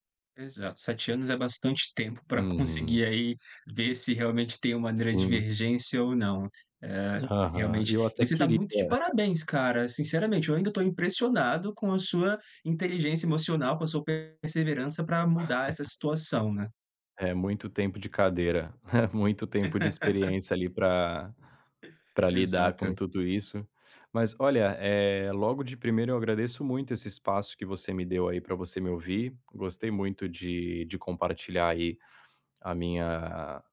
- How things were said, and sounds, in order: tapping; other background noise; chuckle; chuckle; laugh
- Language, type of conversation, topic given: Portuguese, advice, Como você descreve a insônia em períodos de estresse ou ansiedade?